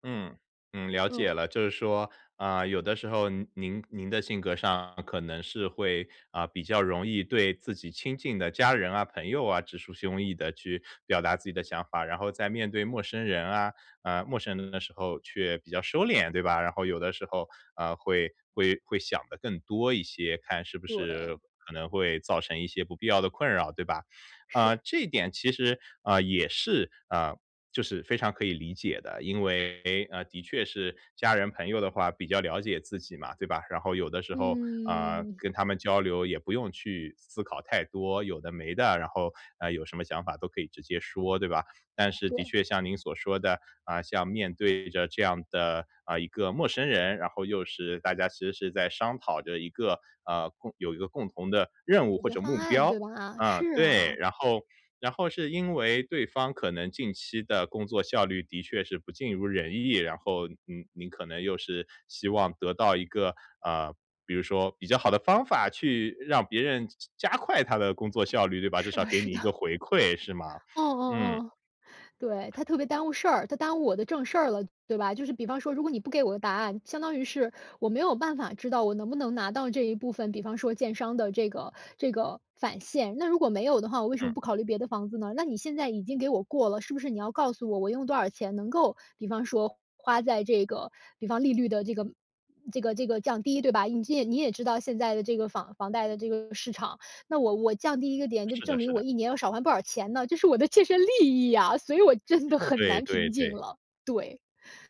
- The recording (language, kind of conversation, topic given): Chinese, advice, 当我情绪非常强烈时，怎样才能让自己平静下来？
- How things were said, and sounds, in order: laughing while speaking: "是的"